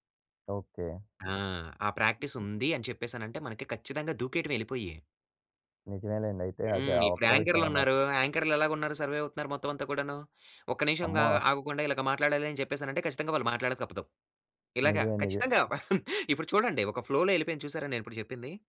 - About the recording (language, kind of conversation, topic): Telugu, podcast, పబ్లిక్ స్పీకింగ్‌లో ధైర్యం పెరగడానికి మీరు ఏ చిట్కాలు సూచిస్తారు?
- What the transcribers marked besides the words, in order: in English: "ప్రాక్టీస్"; other background noise; in English: "సర్‌వైవ్"; chuckle; in English: "ఫ్లోలో"